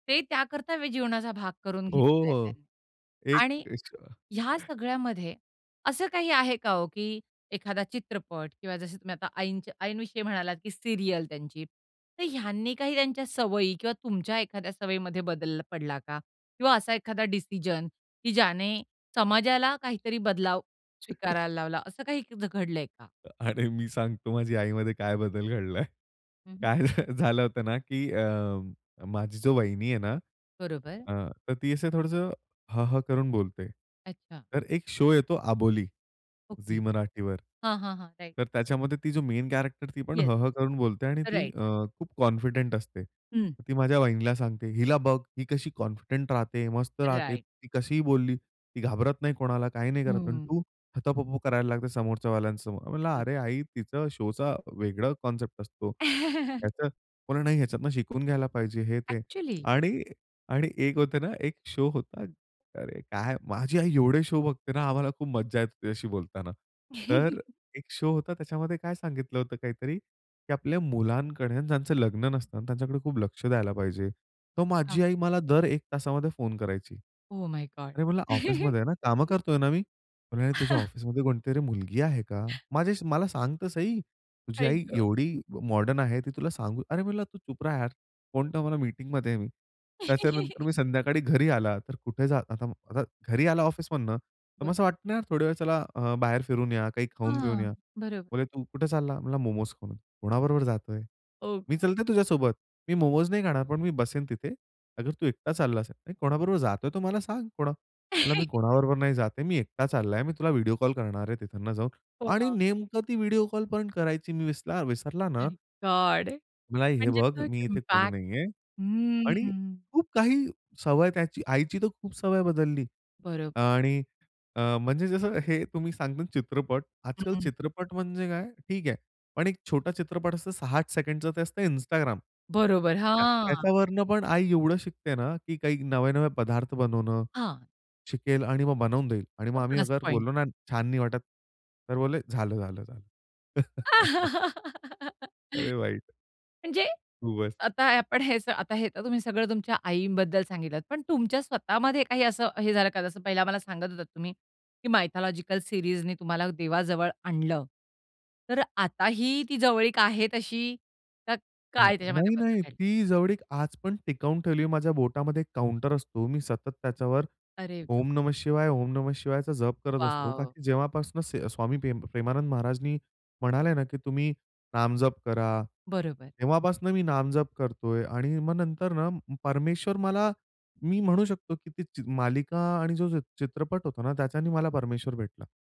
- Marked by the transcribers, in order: other background noise; tapping; chuckle; laughing while speaking: "अरे"; laughing while speaking: "आहे. काय झालं"; in English: "शो"; in English: "मेन कॅरेक्टर"; in English: "राइट"; in English: "कॉन्फिडंट"; in English: "राइट"; in English: "राइट"; in English: "शोचा"; chuckle; in English: "शो"; in English: "शो"; chuckle; in English: "ओह माय गॉड!"; chuckle; chuckle; chuckle; in English: "माय गॉड!"; in English: "इम्पॅक्ट"; laugh; chuckle
- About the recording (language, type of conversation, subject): Marathi, podcast, एखादा चित्रपट किंवा मालिका तुमच्यावर कसा परिणाम करू शकतो?